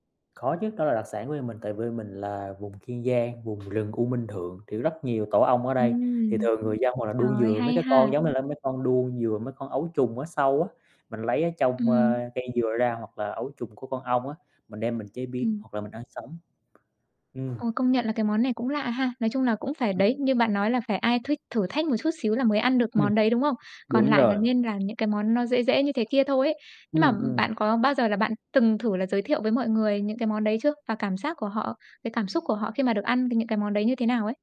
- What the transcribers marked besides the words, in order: tapping; other background noise; distorted speech
- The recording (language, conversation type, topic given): Vietnamese, podcast, Bạn nghĩ ẩm thực giúp gìn giữ văn hoá như thế nào?